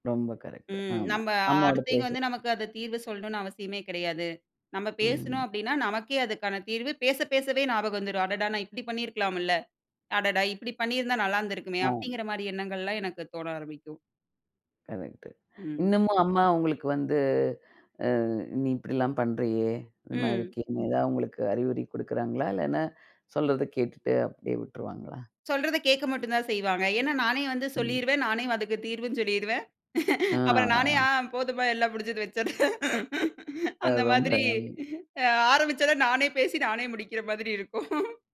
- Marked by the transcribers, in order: "அதுக்கு" said as "வதுக்கு"; laugh; laughing while speaking: "வச்சுரு. அந்த மாதிரி. அ ஆரம்பிச்சத நானே பேசி, நானே முடிக்கிற மாதிரி இருக்கும்"
- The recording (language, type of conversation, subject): Tamil, podcast, உங்கள் மனதில் பகிர்வது கொஞ்சம் பயமாக இருக்கிறதா, இல்லையா அது ஒரு சாகசமாக தோன்றுகிறதா?